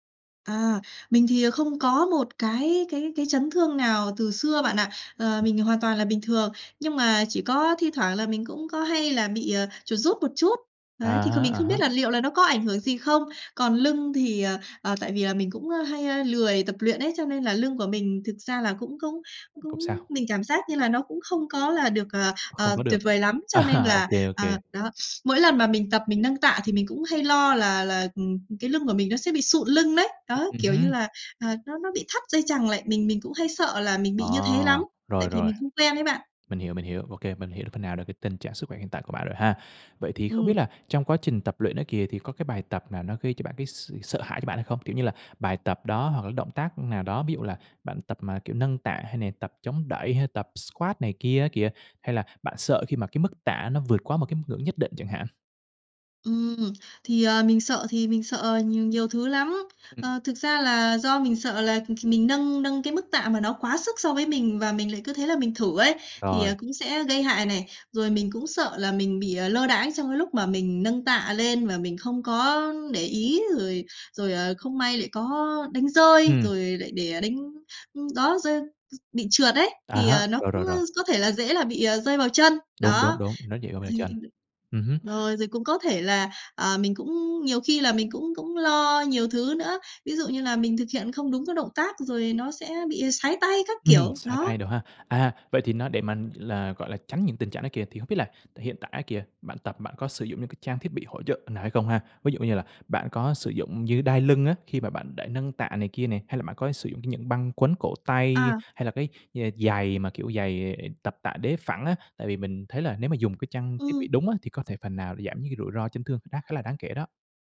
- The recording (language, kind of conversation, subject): Vietnamese, advice, Bạn lo lắng thế nào về nguy cơ chấn thương khi nâng tạ hoặc tập nặng?
- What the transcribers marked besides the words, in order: other background noise; tapping; laughing while speaking: "À"; sniff; in English: "squat"; other noise; unintelligible speech